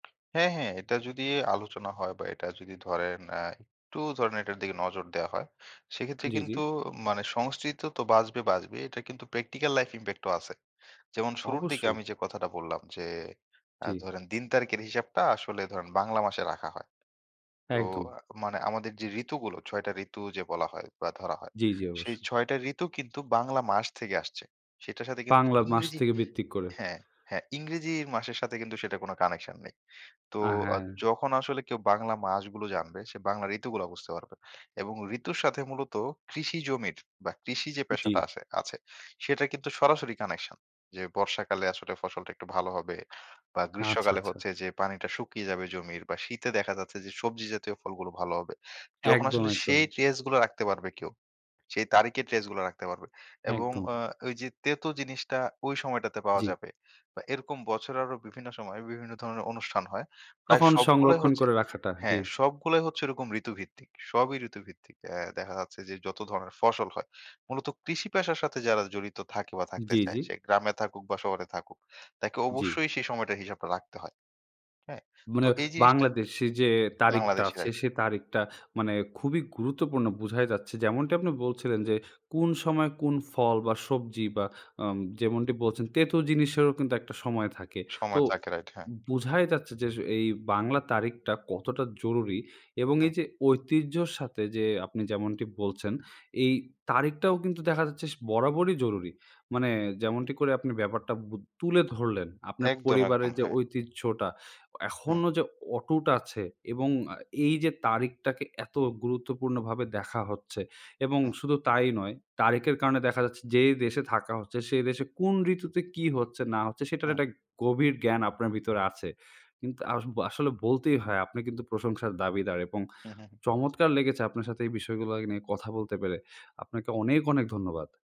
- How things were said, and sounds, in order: tapping; in English: "প্র্যাকটিক্যাল লাইফ ইমপ্যাক্ট"; "বাংলা" said as "পাংলা"; in English: "ট্রেস"; in English: "ট্রেস"; "বছর" said as "বছের"
- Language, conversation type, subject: Bengali, podcast, বঙ্গাব্দ বা নতুন বছরের কোন রীতি আপনাদের বাড়িতে অটুট আছে কি?